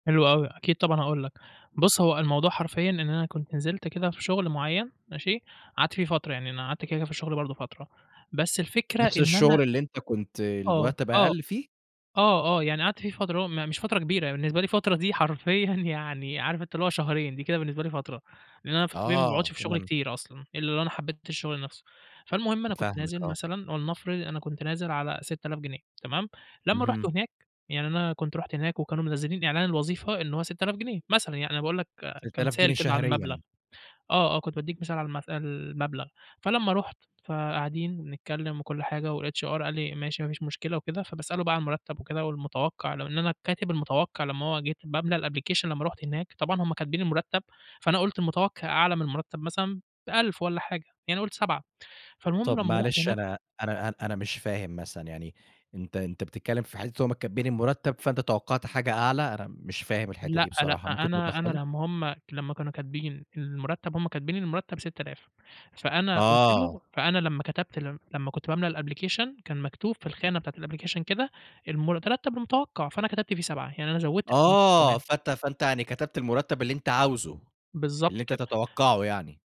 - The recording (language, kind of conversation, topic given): Arabic, podcast, إزاي تتعامل مع مرتب أقل من اللي كنت متوقعه؟
- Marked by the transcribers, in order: in English: "والHR"; in English: "الapplication"; in English: "الapplication"; unintelligible speech; in English: "الapplication"; "المرتب" said as "المرترتب"